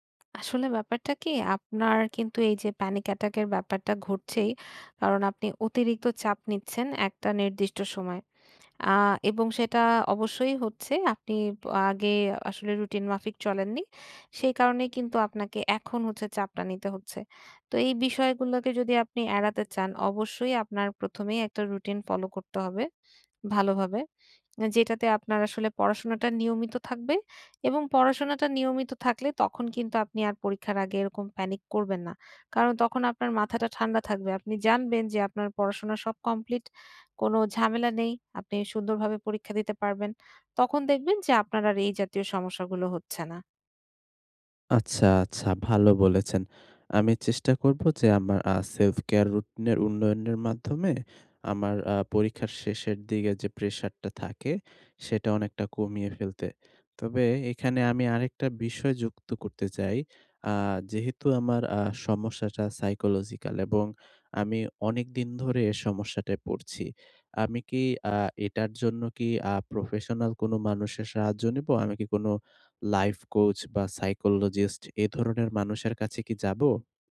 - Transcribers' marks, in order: tapping; in English: "self-care"; "দিকে" said as "দিগে"; in English: "psychological"; in English: "psychologist"
- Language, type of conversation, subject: Bengali, advice, সপ্তাহান্তে ভ্রমণ বা ব্যস্ততা থাকলেও টেকসইভাবে নিজের যত্নের রুটিন কীভাবে বজায় রাখা যায়?